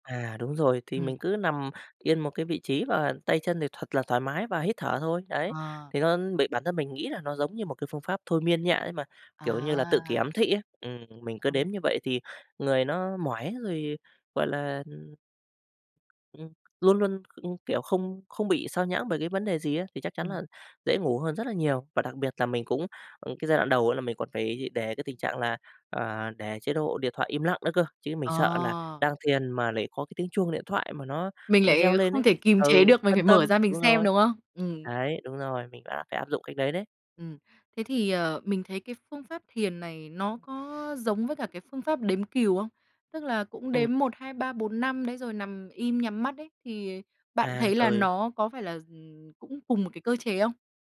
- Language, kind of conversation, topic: Vietnamese, podcast, Mẹo ngủ ngon để mau hồi phục
- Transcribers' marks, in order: other background noise; tapping; "nhẹ" said as "nhạ"